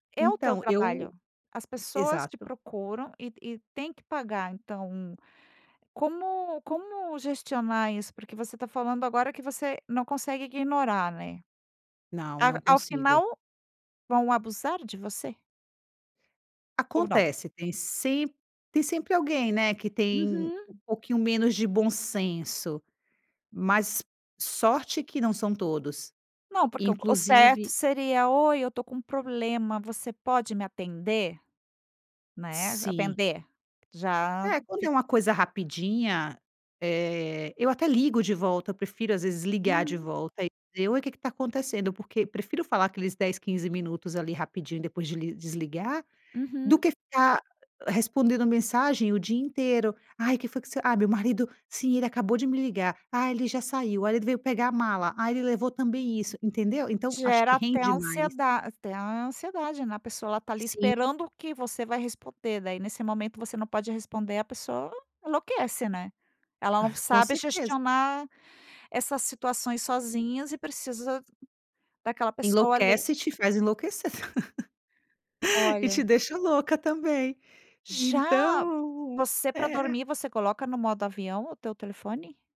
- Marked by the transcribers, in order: tapping; laugh
- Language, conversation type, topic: Portuguese, podcast, Quais limites você estabelece para receber mensagens de trabalho fora do expediente?